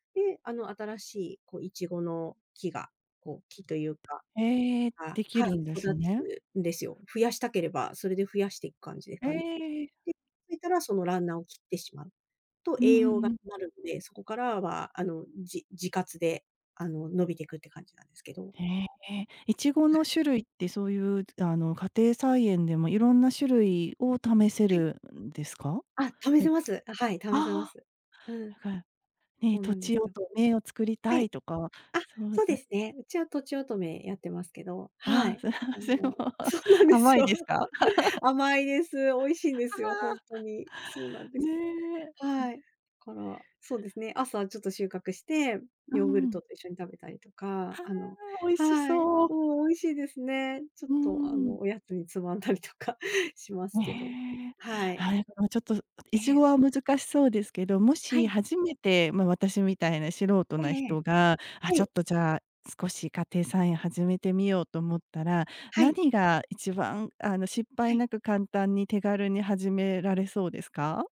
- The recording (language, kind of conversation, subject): Japanese, podcast, ベランダで手間をかけずに家庭菜園を作るにはどうすればいいですか？
- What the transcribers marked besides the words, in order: other background noise; laughing while speaking: "そうなんですよ"; laughing while speaking: "わあ、すご"; chuckle; laughing while speaking: "つまんだりとか"